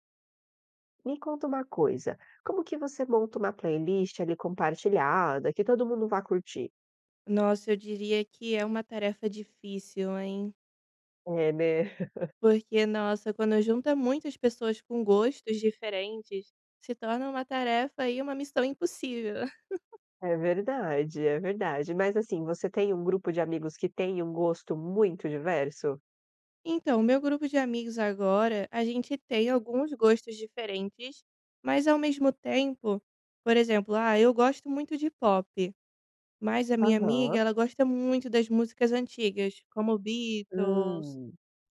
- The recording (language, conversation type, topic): Portuguese, podcast, Como montar uma playlist compartilhada que todo mundo curta?
- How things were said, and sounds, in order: tapping; laugh; laugh